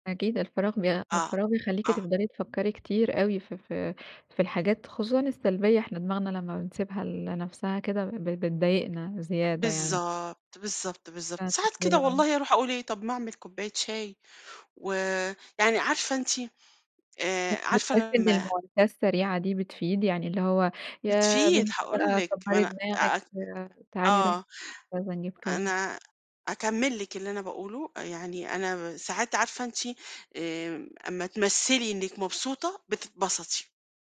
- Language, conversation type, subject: Arabic, podcast, إزاي بتواسي نفسك في أيام الزعل؟
- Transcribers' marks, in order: unintelligible speech